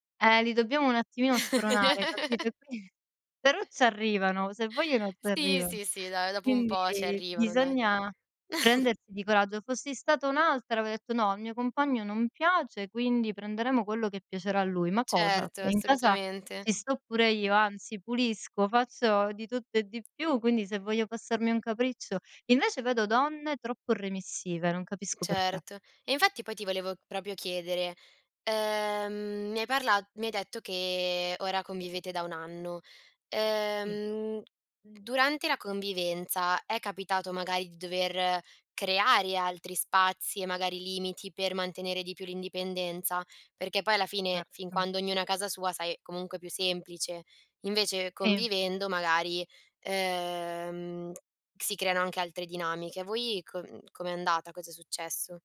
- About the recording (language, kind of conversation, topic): Italian, podcast, Come si bilancia l’indipendenza personale con la vita di coppia, secondo te?
- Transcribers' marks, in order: chuckle; other background noise; chuckle; chuckle; "proprio" said as "propio"